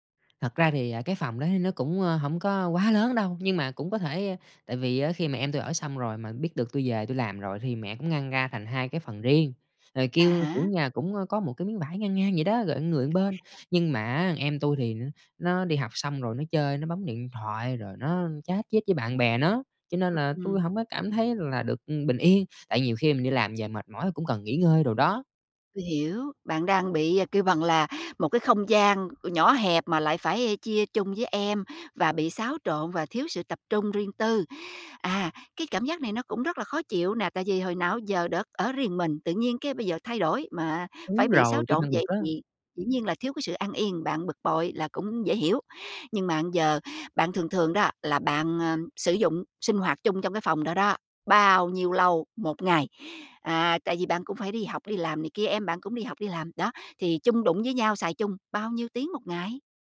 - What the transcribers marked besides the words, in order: unintelligible speech; "một" said as "ờn"; other background noise; "bây" said as "ờn"
- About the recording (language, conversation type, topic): Vietnamese, advice, Làm thế nào để đối phó khi gia đình không tôn trọng ranh giới cá nhân khiến bạn bực bội?